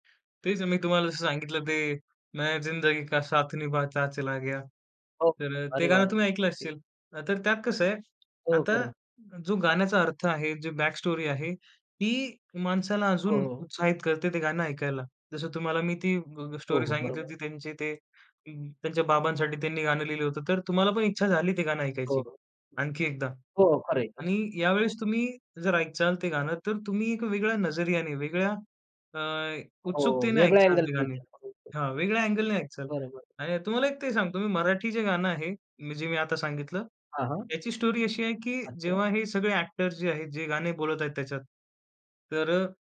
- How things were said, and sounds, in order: in Hindi: "मैं जिंदगी का साथ निभाता चला गया"; other background noise; tapping; in English: "स्टोरी"; "ऐकालं" said as "ऐकचालं"; "ऐकालं" said as "ऐकचालं"; "ऐकालं" said as "ऐकचालं"; in English: "स्टोरी"
- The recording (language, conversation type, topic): Marathi, podcast, कोणतं गाणं ऐकून तुमचा मूड लगेच बदलतो?
- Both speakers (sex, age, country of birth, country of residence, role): male, 18-19, India, India, guest; male, 35-39, India, India, host